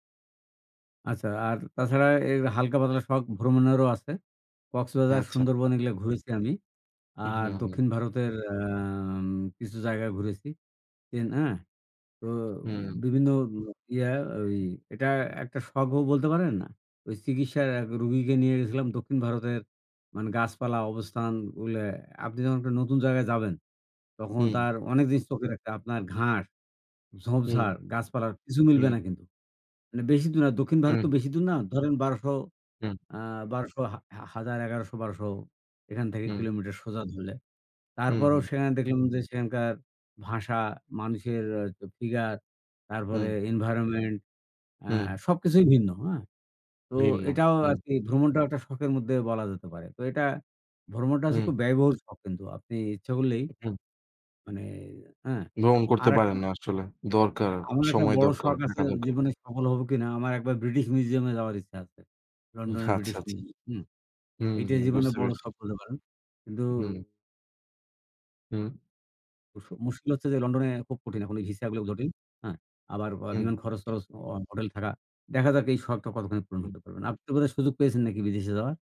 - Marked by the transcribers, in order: in English: "environment"; laughing while speaking: "আচ্ছা, আচ্ছা"
- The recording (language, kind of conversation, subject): Bengali, unstructured, আপনার শখ কীভাবে আপনার জীবনকে আরও অর্থপূর্ণ করে তুলেছে?
- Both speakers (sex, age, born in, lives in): male, 20-24, Bangladesh, Bangladesh; male, 60-64, Bangladesh, Bangladesh